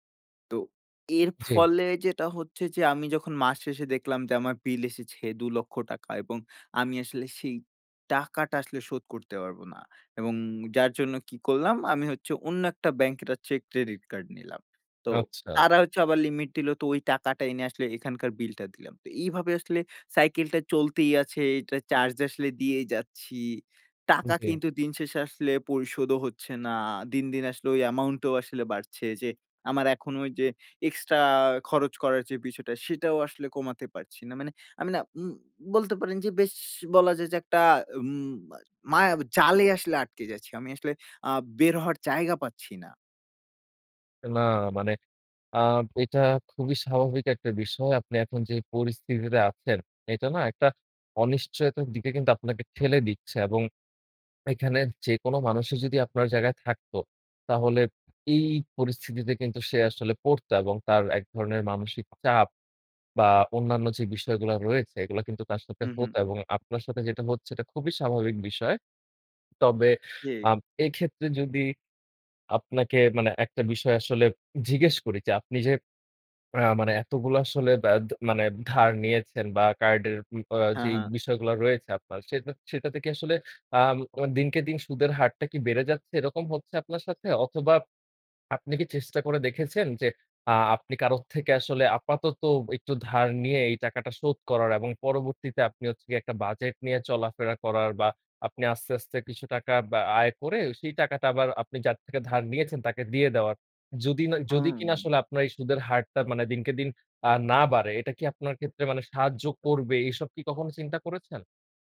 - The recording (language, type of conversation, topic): Bengali, advice, ক্রেডিট কার্ডের দেনা কেন বাড়ছে?
- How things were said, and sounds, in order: tapping; other background noise